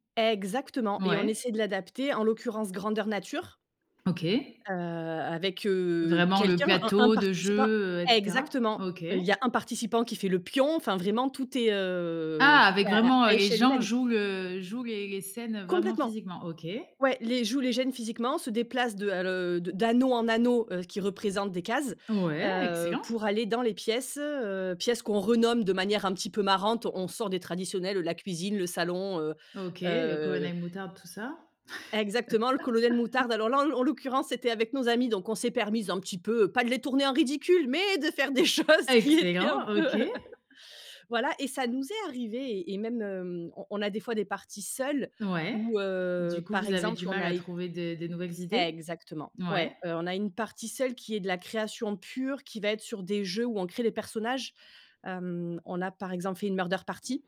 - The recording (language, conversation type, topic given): French, podcast, Comment trouver de nouvelles idées quand on tourne en rond ?
- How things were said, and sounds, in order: laugh; stressed: "mais"; laughing while speaking: "de faire des choses qui étaient un peu"; laugh; in English: "murder party"